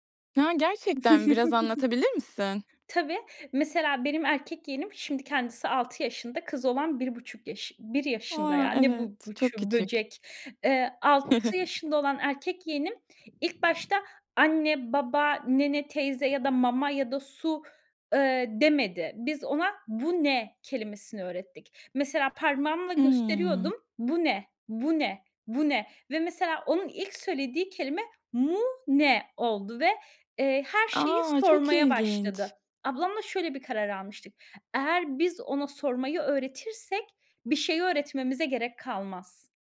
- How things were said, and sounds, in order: chuckle; other background noise; chuckle
- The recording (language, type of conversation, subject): Turkish, podcast, Merakı canlı tutmanın yolları nelerdir?